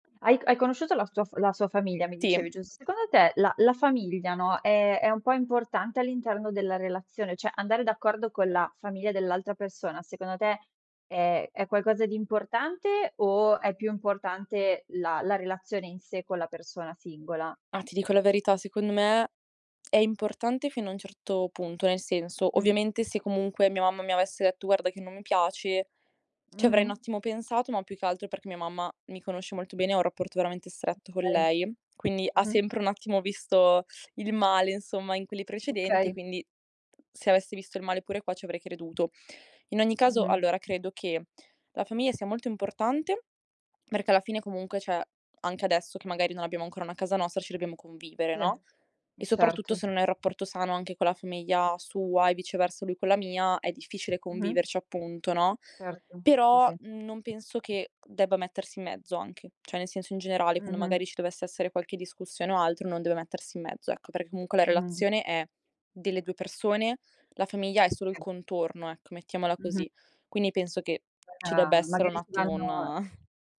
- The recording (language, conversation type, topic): Italian, podcast, Puoi raccontarmi del tuo primo amore o di un amore che ricordi ancora?
- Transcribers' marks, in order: tapping; "cioè" said as "ceh"; other background noise; chuckle